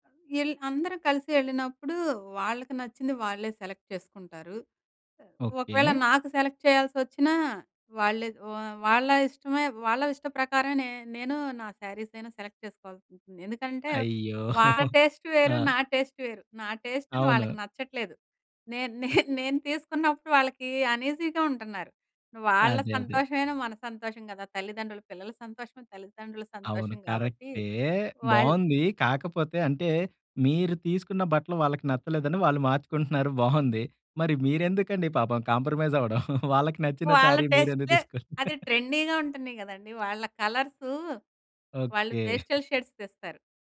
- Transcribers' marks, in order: in English: "సెలెక్ట్"; other noise; in English: "సెలెక్ట్"; in English: "సెలెక్ట్"; in English: "టేస్ట్"; chuckle; in English: "టేస్ట్"; in English: "టేస్ట్‌ది"; in English: "అన్‌ఈజీగా"; laughing while speaking: "అవడం!"; in English: "శారీ"; in English: "టేస్ట్‌లే"; in English: "ట్రెండీ‌గా"; chuckle; in English: "పేస్టల్ షేడ్స్"; other background noise
- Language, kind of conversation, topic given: Telugu, podcast, ఇంట్లో పనులను పిల్లలకు ఎలా అప్పగిస్తారు?